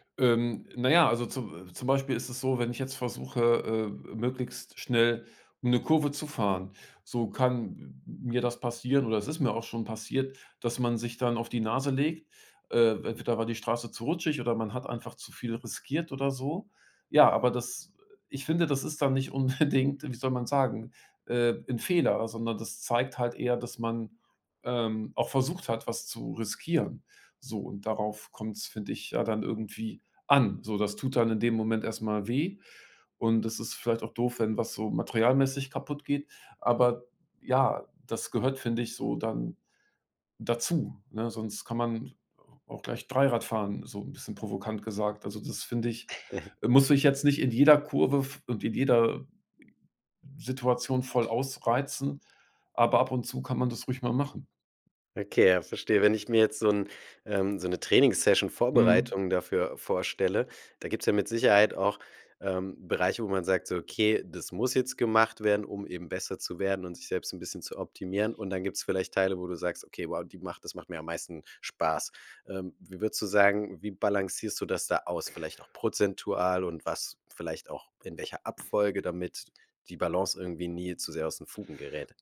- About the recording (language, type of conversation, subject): German, podcast, Wie findest du die Balance zwischen Perfektion und Spaß?
- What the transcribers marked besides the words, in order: other background noise; laughing while speaking: "unbedingt"; giggle